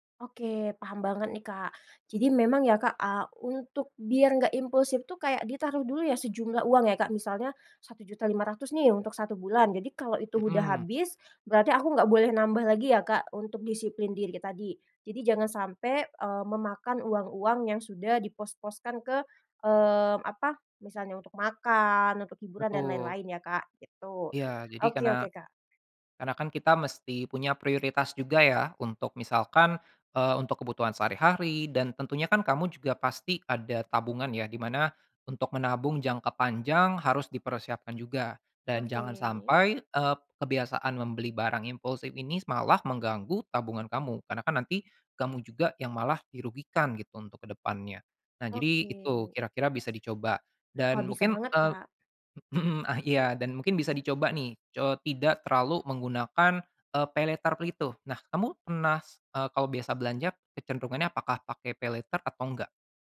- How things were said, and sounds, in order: tapping; laughing while speaking: "mhm"; in English: "paylater"; "gitu" said as "plitu"; in English: "paylater"
- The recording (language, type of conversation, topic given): Indonesian, advice, Kenapa saya sering membeli barang diskon secara impulsif padahal sebenarnya tidak membutuhkannya?